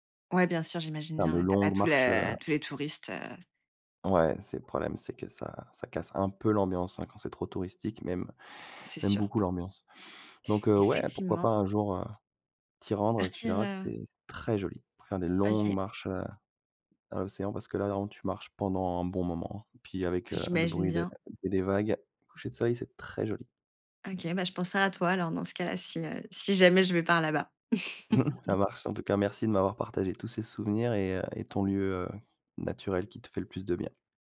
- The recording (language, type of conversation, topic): French, podcast, Quel est un lieu naturel qui te fait du bien, et pourquoi ?
- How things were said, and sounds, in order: chuckle